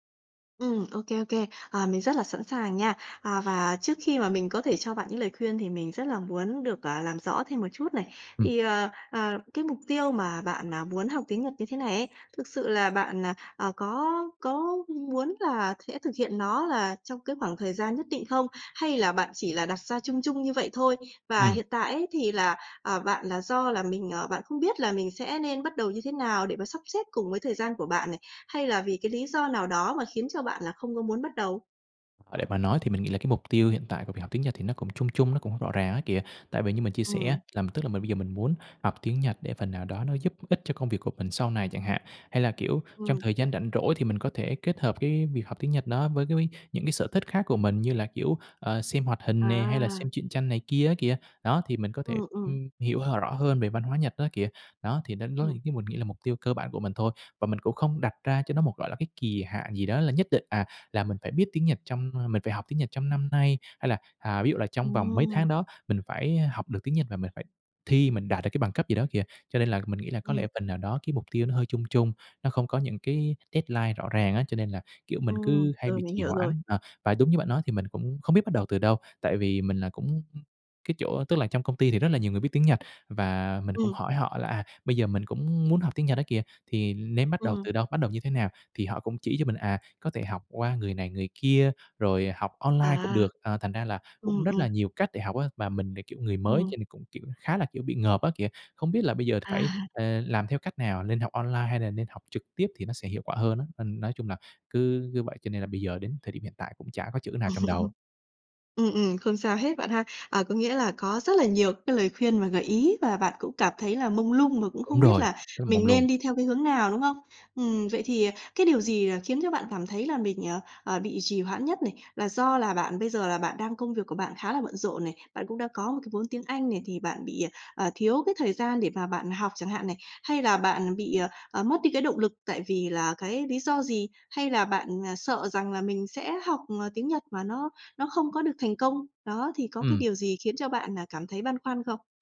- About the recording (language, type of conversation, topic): Vietnamese, advice, Làm sao để bắt đầu theo đuổi mục tiêu cá nhân khi tôi thường xuyên trì hoãn?
- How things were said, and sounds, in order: other background noise; tapping; in English: "deadline"; laughing while speaking: "À"; laugh